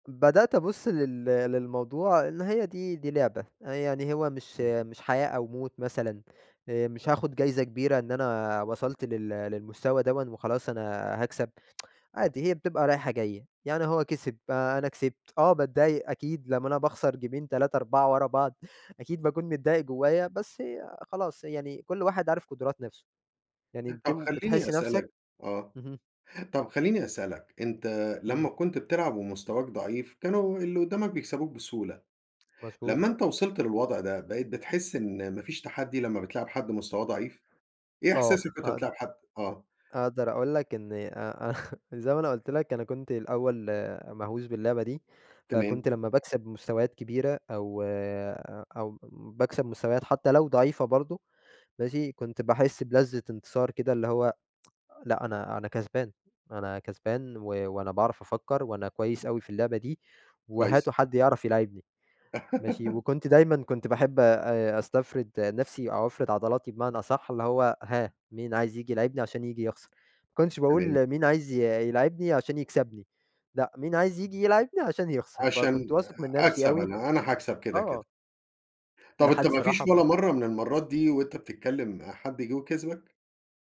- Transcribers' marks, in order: tsk; in English: "جيْمين"; other noise; chuckle; tsk; laugh; tapping
- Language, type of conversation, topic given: Arabic, podcast, إيه أكبر تحدّي واجهك في هوايتك؟